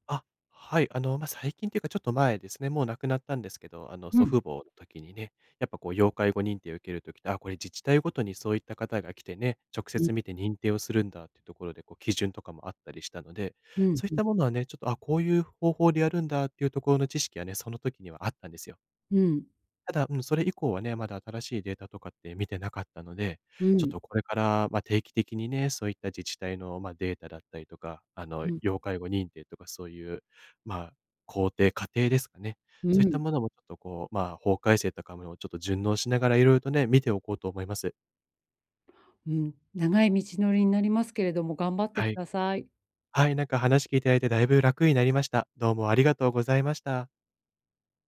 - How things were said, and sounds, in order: unintelligible speech; tapping
- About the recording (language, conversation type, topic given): Japanese, advice, 親が高齢になったとき、私の役割はどのように変わりますか？